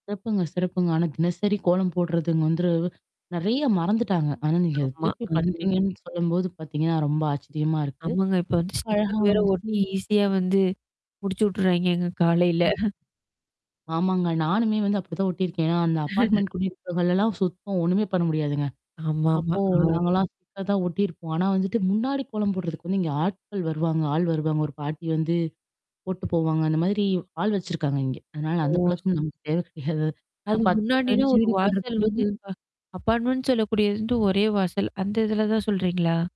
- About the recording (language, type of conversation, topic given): Tamil, podcast, ஒரு நல்ல தினசரி பழக்கத்தை உருவாக்க நீங்கள் எடுக்க வேண்டிய முதல் படி என்ன?
- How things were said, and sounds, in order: static; "வந்து" said as "வந்துரு"; unintelligible speech; distorted speech; in English: "ஸ்டிக்கர்"; laughing while speaking: "காலையில"; unintelligible speech; laugh; in English: "அப்பார்ட்மென்ட்"; in English: "ஸ்டிக்கர்"; mechanical hum; laughing while speaking: "தேவை கிடையாது அது"; in English: "அபார்ட்மெண்ட்"